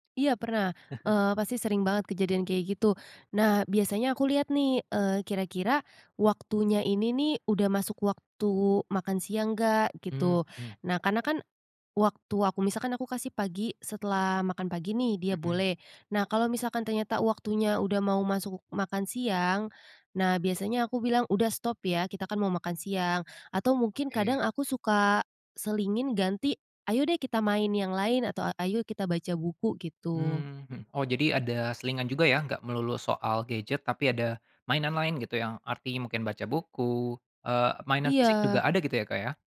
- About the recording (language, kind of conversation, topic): Indonesian, podcast, Bagaimana orang tua membicarakan aturan penggunaan gawai di rumah?
- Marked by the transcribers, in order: chuckle